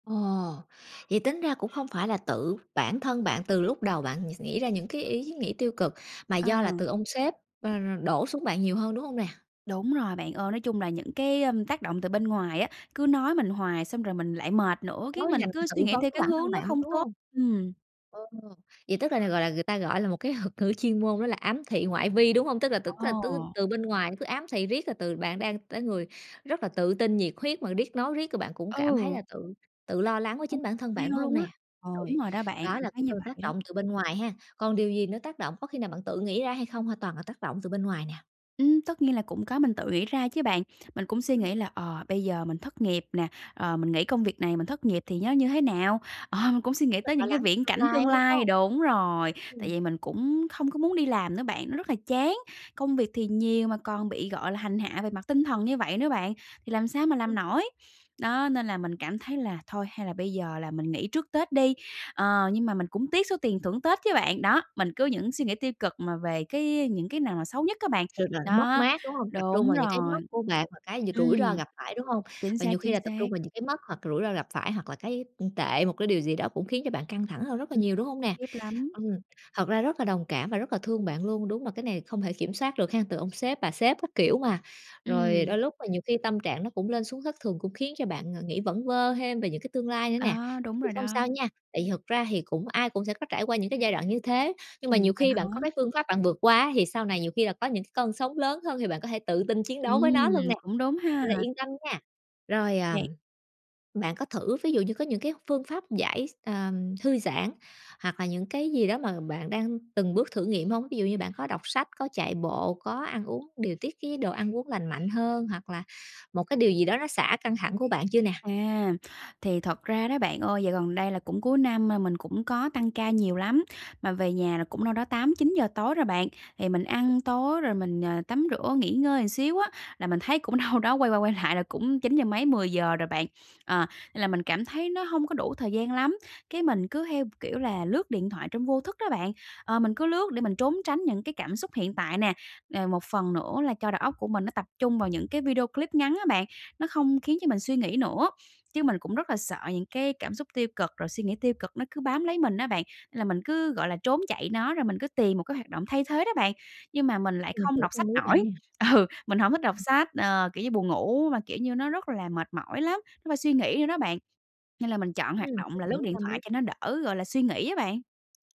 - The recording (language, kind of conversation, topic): Vietnamese, advice, Làm sao để chuyển hóa những suy nghĩ tiêu cực?
- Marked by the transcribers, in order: other background noise; tapping; unintelligible speech; unintelligible speech; laughing while speaking: "đâu"; laughing while speaking: "ừ"